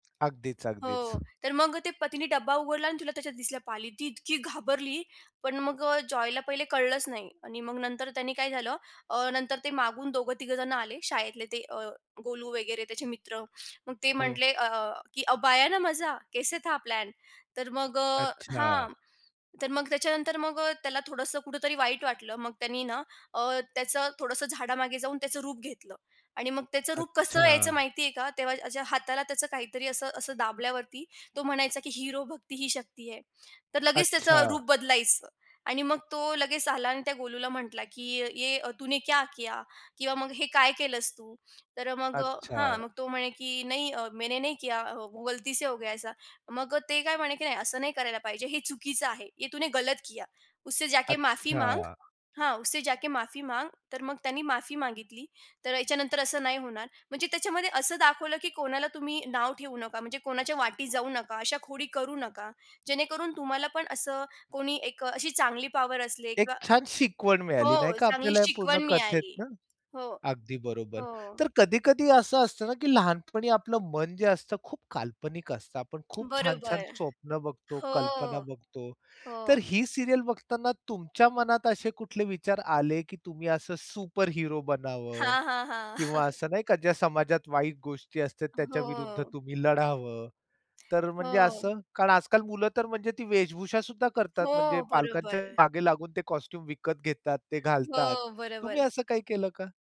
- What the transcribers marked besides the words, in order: tapping; other background noise; tongue click; in Hindi: "अब आया ना मजा, कैसे था प्लॅन?"; in Hindi: "हिरो भक्ती ही शक्ती है"; in Hindi: "ये तूने क्या किया?"; in Hindi: "नहीं अ, मैंने नहीं किया, वो गलती से हो गया ऐसा"; in Hindi: "ये तूने गलत किया. उससे … जाके माफी मांग"; "वाट्याला" said as "वाटी"; in English: "सीरियल"; in English: "सुपर हिरो"; chuckle; in English: "कॉस्ट्यूम"
- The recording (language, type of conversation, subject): Marathi, podcast, लहानपणी तुम्हाला कोणत्या दूरचित्रवाणी मालिकेची भलतीच आवड लागली होती?